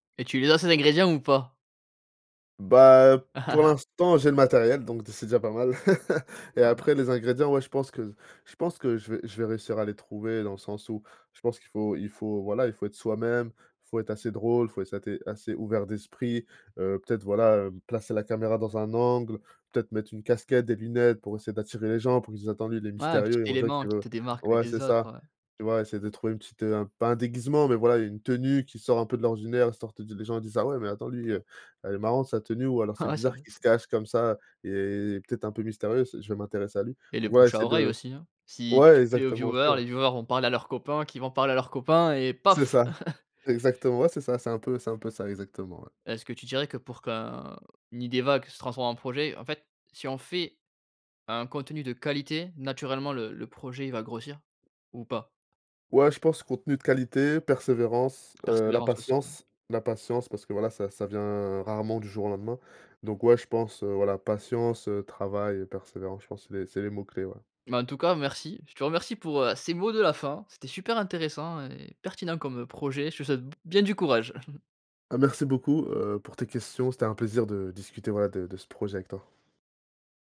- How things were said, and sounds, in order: chuckle; other background noise; chuckle; "assez" said as "saté"; tapping; in English: "viewers"; in English: "viewers"; chuckle; chuckle
- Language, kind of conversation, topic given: French, podcast, Comment transformes-tu une idée vague en projet concret ?